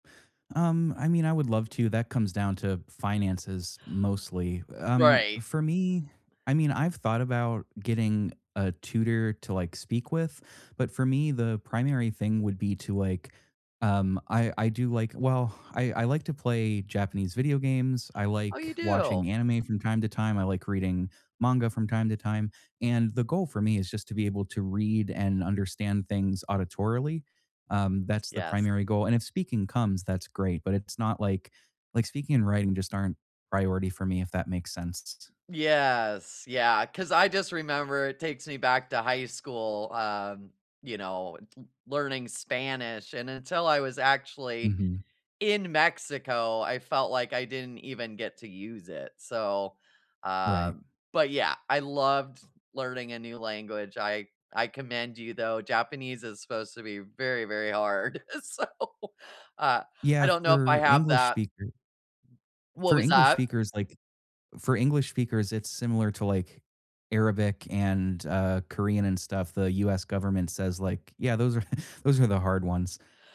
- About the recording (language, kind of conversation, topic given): English, unstructured, Have you ever taught yourself a new skill, and how did it feel?
- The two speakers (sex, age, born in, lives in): female, 45-49, United States, United States; male, 35-39, United States, United States
- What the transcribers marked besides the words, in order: other background noise; laughing while speaking: "so"; chuckle